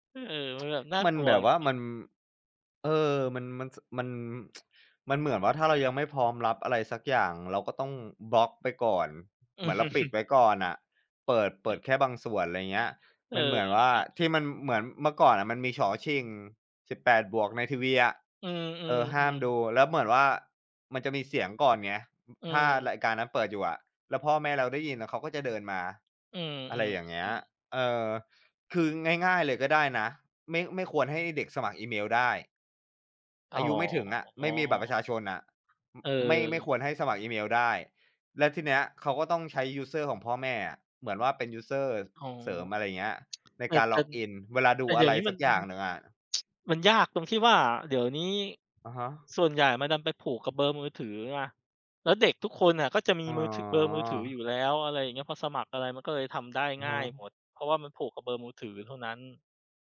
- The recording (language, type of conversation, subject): Thai, unstructured, ทำไมถึงยังมีคนสูบบุหรี่ทั้งที่รู้ว่ามันทำลายสุขภาพ?
- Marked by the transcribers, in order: tsk; tsk; chuckle; tapping; drawn out: "อ๋อ"; tsk